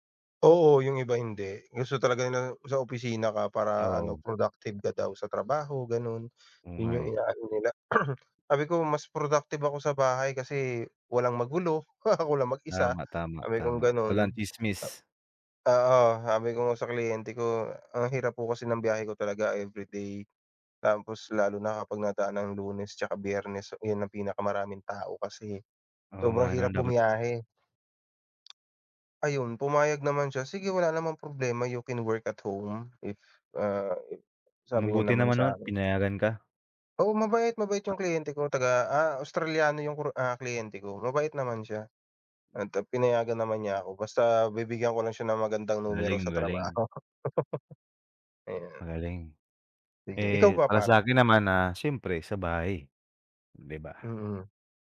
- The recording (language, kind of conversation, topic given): Filipino, unstructured, Mas pipiliin mo bang magtrabaho sa opisina o sa bahay?
- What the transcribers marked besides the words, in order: cough; laugh; in English: "You can work at home if"; laughing while speaking: "trabaho"; laugh